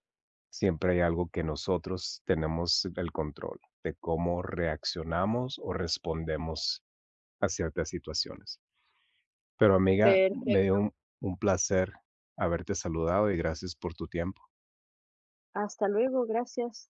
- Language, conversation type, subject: Spanish, unstructured, ¿Has perdido una amistad por una pelea y por qué?
- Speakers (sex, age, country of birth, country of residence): male, 40-44, United States, United States; other, 30-34, Mexico, Mexico
- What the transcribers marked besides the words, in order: none